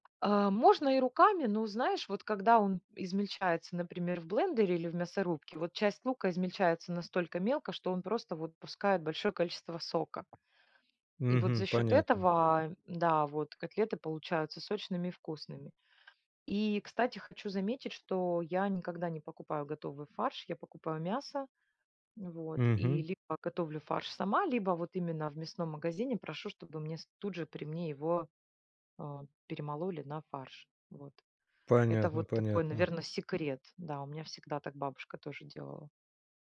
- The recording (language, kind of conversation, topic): Russian, podcast, Какие блюда напоминают тебе детство?
- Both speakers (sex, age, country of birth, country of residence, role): female, 40-44, Ukraine, Spain, guest; male, 30-34, Russia, Germany, host
- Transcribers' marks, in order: other background noise; tapping; background speech